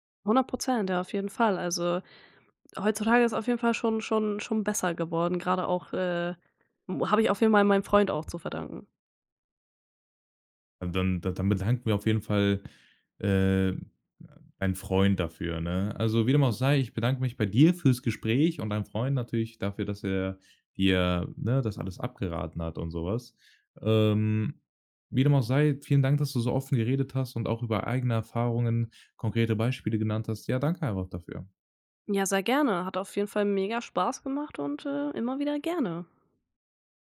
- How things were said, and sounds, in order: unintelligible speech; other background noise
- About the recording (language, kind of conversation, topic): German, podcast, Wie beeinflussen Filter dein Schönheitsbild?